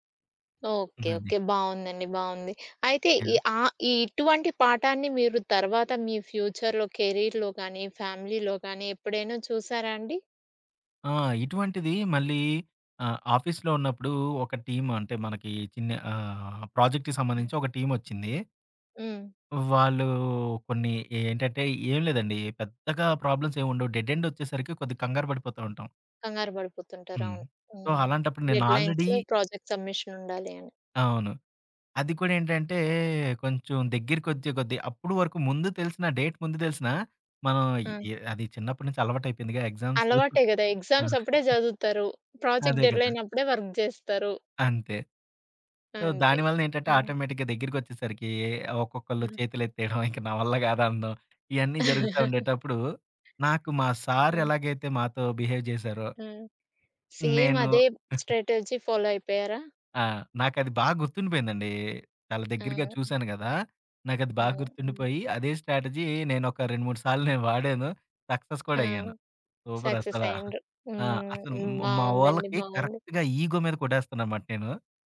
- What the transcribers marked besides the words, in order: in English: "ఫ్యూచర్‌లో కెరీర్‌లో"; tapping; in English: "ఫ్యామిలీలో"; in English: "టీమ్"; in English: "ప్రాజెక్ట్‌కి"; in English: "టీమ్"; in English: "ప్రాబ్లమ్స్"; in English: "డెడ్ ఎండ్"; in English: "సో"; in English: "డెడ్‌లైన్స్‌లో ప్రాజెక్ట్ సబ్మిషన్"; in English: "ఆల్రెడీ"; other background noise; in English: "డేట్"; in English: "ఎగ్జామ్స్"; in English: "ఎగ్జామ్స్"; chuckle; giggle; in English: "ప్రాజెక్ట్ డెడ్‌లైన్"; in English: "వర్క్"; in English: "సో"; in English: "ఆటోమేటిక్‌గా"; chuckle; in English: "బిహేవ్"; in English: "సేమ్"; in English: "స్ట్రాటజీ ఫాలో"; chuckle; in English: "స్ట్రాటజీ"; in English: "సక్సెస్"; in English: "సక్సెస్"; in English: "సూపర్"; in English: "కరెక్ట్‌గా ఈగో"
- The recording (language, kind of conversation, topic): Telugu, podcast, మీరు మీ టీమ్‌లో విశ్వాసాన్ని ఎలా పెంచుతారు?